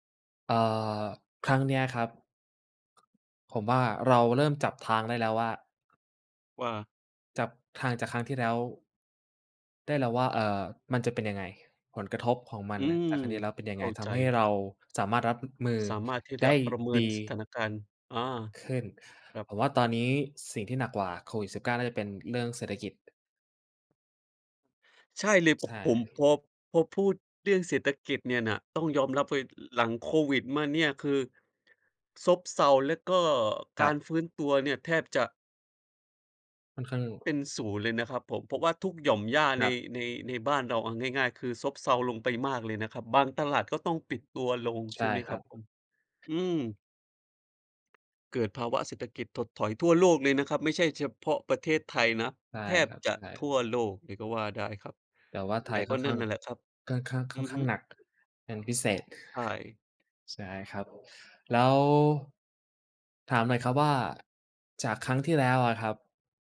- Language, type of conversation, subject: Thai, unstructured, โควิด-19 เปลี่ยนแปลงโลกของเราไปมากแค่ไหน?
- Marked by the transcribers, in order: tapping